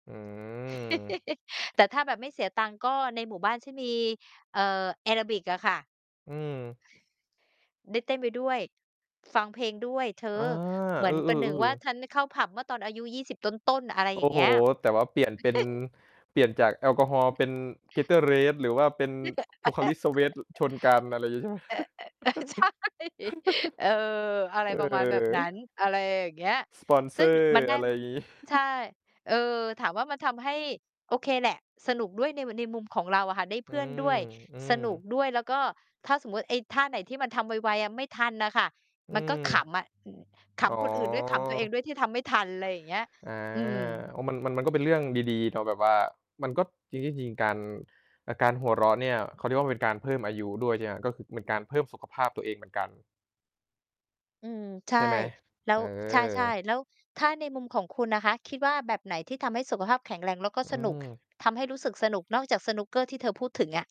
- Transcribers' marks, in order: distorted speech; giggle; chuckle; tapping; laugh; laughing while speaking: "เออ ใช่"; giggle; chuckle
- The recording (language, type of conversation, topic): Thai, unstructured, กีฬาประเภทไหนที่คนทั่วไปควรลองเล่นดู?